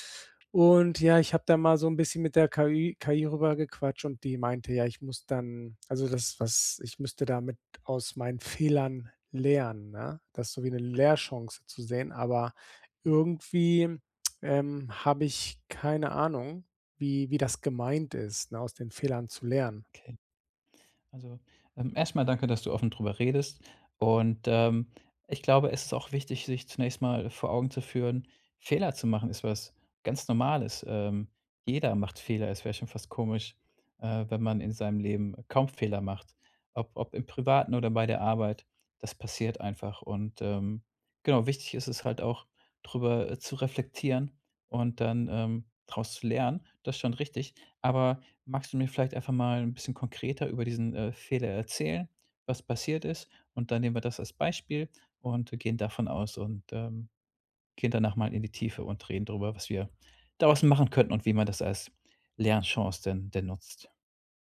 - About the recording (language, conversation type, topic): German, advice, Wie kann ich einen Fehler als Lernchance nutzen, ohne zu verzweifeln?
- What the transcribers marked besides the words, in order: other background noise